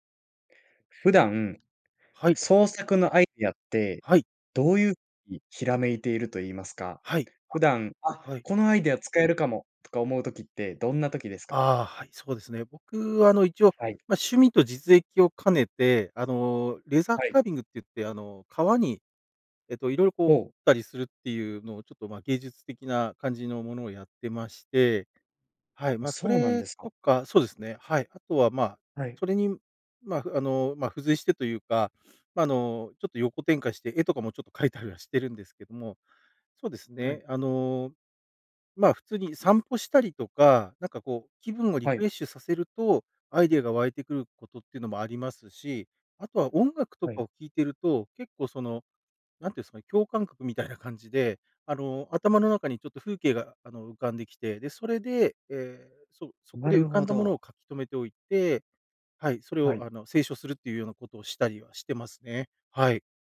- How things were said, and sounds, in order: other background noise; in English: "レザーカービング"
- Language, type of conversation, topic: Japanese, podcast, 創作のアイデアは普段どこから湧いてくる？